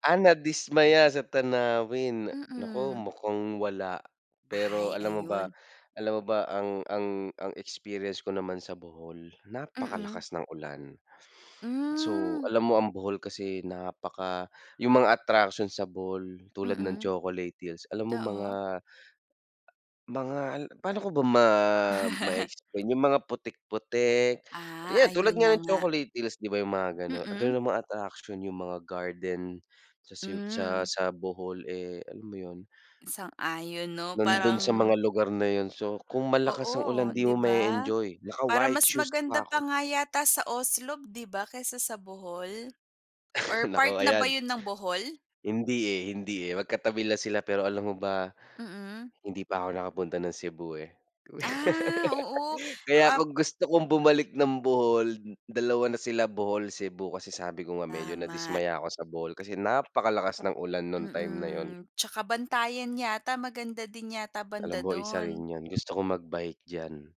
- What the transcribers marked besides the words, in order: tapping; chuckle; other background noise; tongue click; snort; laugh
- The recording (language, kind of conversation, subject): Filipino, unstructured, Ano ang pinakamatinding tanawin na nakita mo habang naglalakbay?